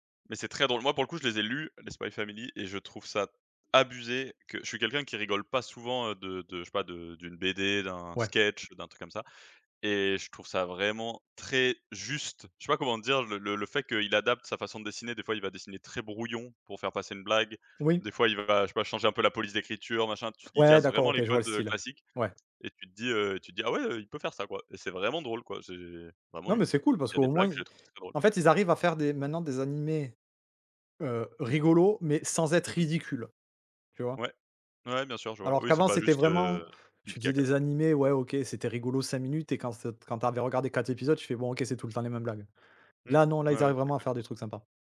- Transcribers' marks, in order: stressed: "abusé"; stressed: "juste"
- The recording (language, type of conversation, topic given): French, unstructured, Quelle série télé t’a le plus marqué récemment ?